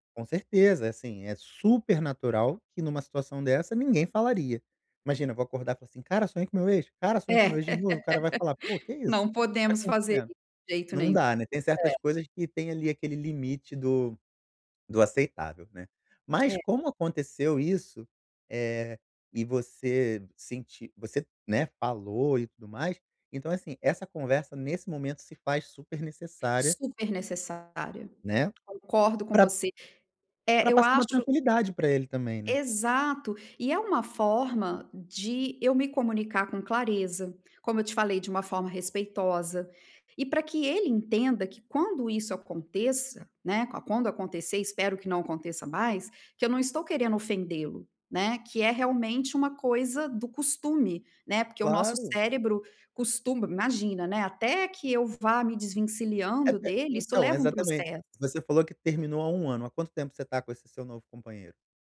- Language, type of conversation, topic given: Portuguese, advice, Como posso estabelecer limites para me reconectar comigo mesmo?
- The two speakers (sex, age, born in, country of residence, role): female, 40-44, Brazil, Italy, user; male, 35-39, Brazil, Portugal, advisor
- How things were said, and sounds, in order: laugh; tapping; unintelligible speech